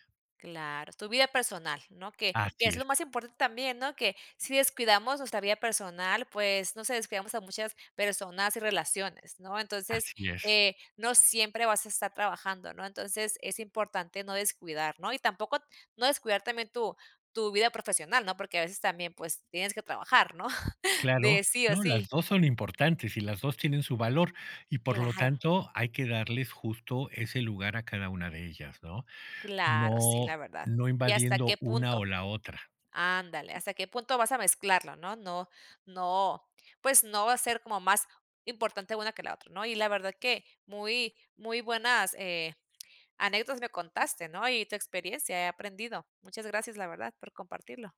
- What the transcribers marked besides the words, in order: chuckle
- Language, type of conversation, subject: Spanish, podcast, ¿Hasta qué punto mezclas tu vida personal y tu vida profesional?